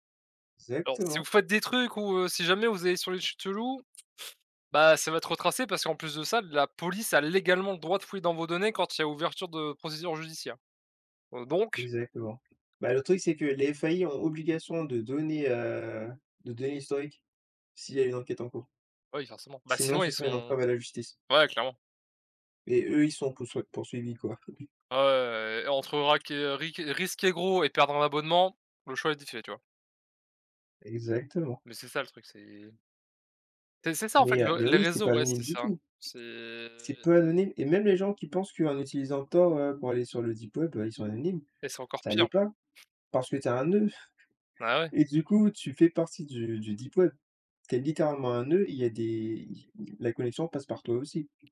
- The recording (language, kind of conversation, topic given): French, unstructured, Les réseaux sociaux sont-ils responsables du harcèlement en ligne ?
- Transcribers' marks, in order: "sites" said as "chites"; teeth sucking; other background noise; "risquer-" said as "riquer"; tapping; drawn out: "C'est"; chuckle